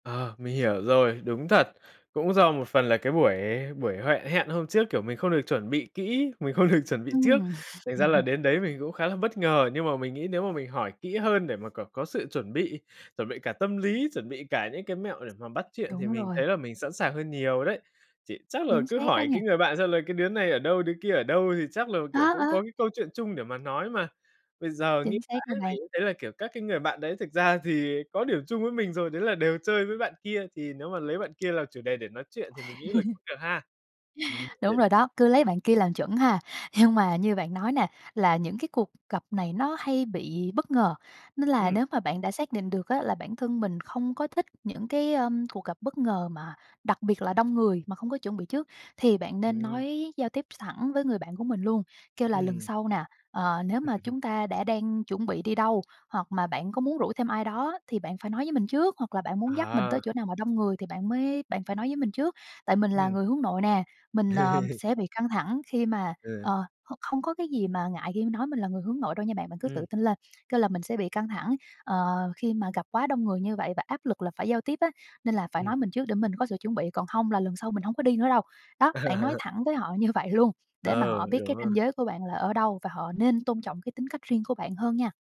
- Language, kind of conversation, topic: Vietnamese, advice, Bạn đã trải qua cơn hoảng loạn như thế nào?
- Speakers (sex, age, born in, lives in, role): female, 25-29, Vietnam, Vietnam, advisor; male, 20-24, Vietnam, Vietnam, user
- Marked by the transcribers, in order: laughing while speaking: "không được"; chuckle; tapping; chuckle; unintelligible speech; chuckle; chuckle; chuckle